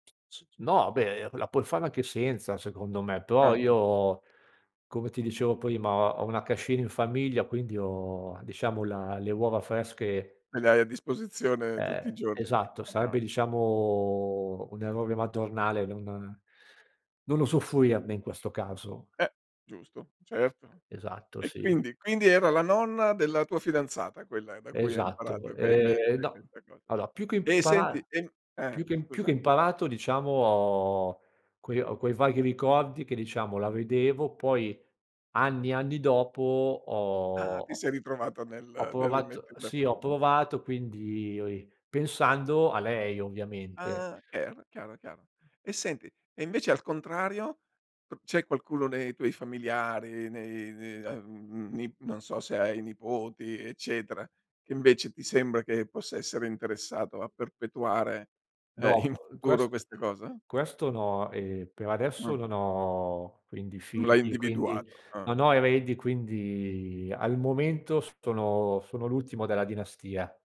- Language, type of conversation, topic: Italian, podcast, Qual è una ricetta di famiglia che ti rappresenta?
- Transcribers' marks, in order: tapping; background speech; "Allora" said as "alo"; unintelligible speech; unintelligible speech